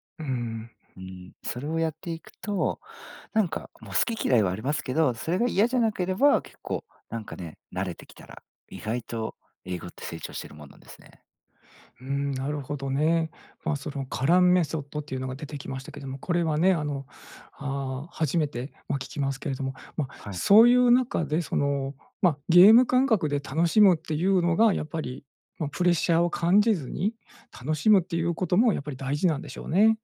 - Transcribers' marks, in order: in English: "カランメソッド"
- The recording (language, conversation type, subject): Japanese, podcast, 自分に合う勉強法はどうやって見つけましたか？